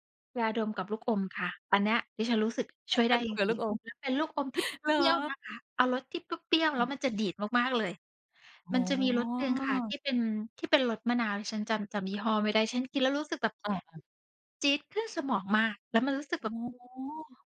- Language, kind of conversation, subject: Thai, podcast, คุณมีวิธีจัดการกับความขี้เกียจตอนเรียนยังไงบ้าง?
- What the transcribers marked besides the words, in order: unintelligible speech; tapping